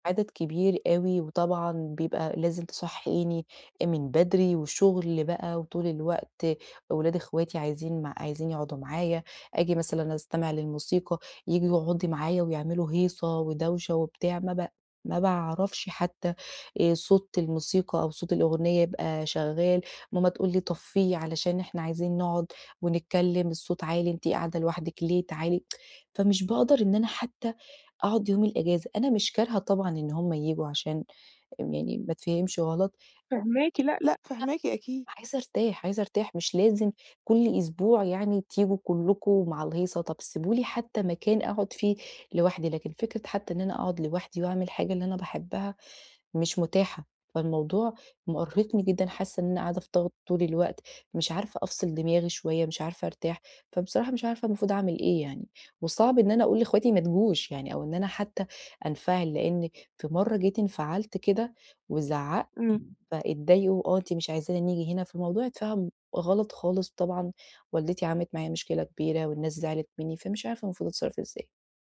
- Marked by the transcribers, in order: tsk; other noise
- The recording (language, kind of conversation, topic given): Arabic, advice, ليه مش بعرف أسترخي وأستمتع بالمزيكا والكتب في البيت، وإزاي أبدأ؟